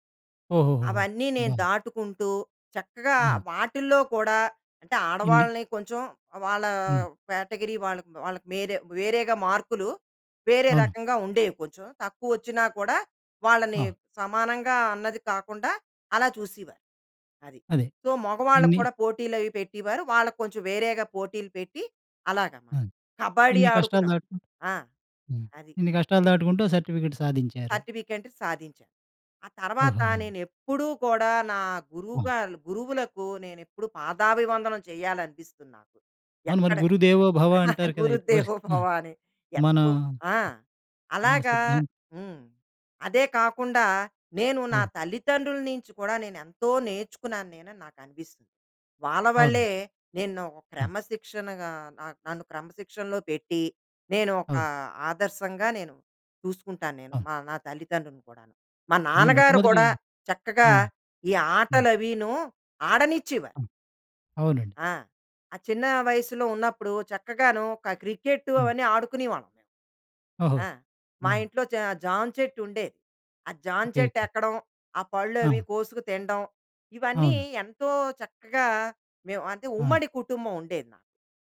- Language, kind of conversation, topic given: Telugu, podcast, మీరు గర్వపడే ఒక ఘట్టం గురించి వివరించగలరా?
- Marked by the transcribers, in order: in English: "కేటగరీ"; in English: "సో"; in English: "సర్టిఫికేట్"; in English: "సర్టిఫికేట్"; laughing while speaking: "గురుదేవోభవని"; other background noise